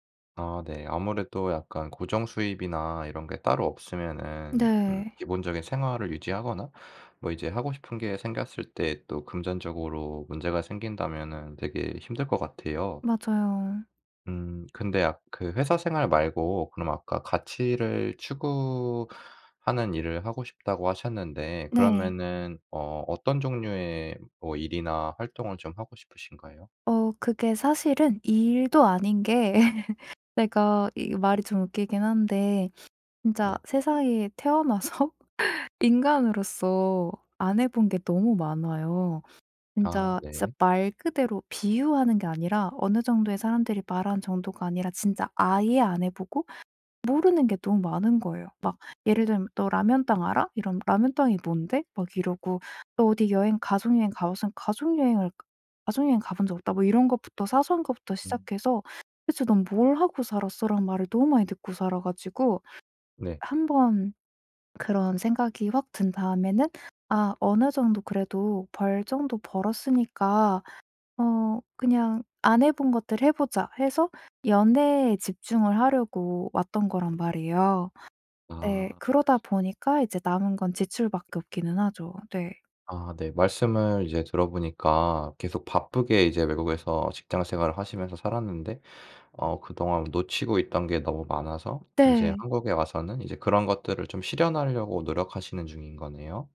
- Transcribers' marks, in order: tapping; laugh; laughing while speaking: "태어나서"; other background noise
- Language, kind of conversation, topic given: Korean, advice, 재정 걱정 때문에 계속 불안하고 걱정이 많은데 어떻게 해야 하나요?